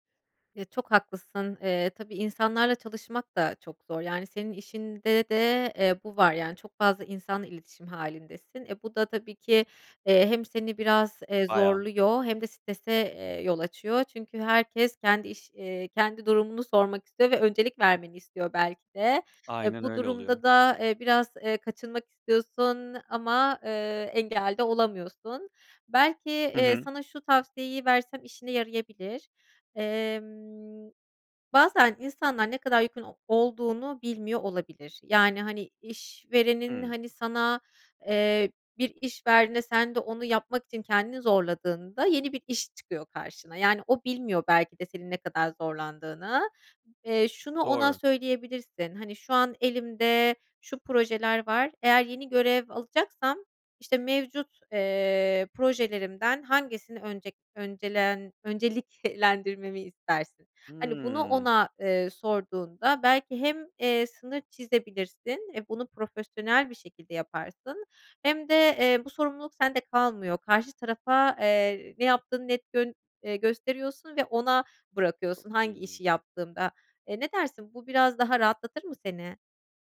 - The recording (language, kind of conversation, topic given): Turkish, advice, İş yüküm arttığında nasıl sınır koyabilir ve gerektiğinde bazı işlerden nasıl geri çekilebilirim?
- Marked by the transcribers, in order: other background noise; laughing while speaking: "önceliklendirmemi"; "ne ettin" said as "nettün"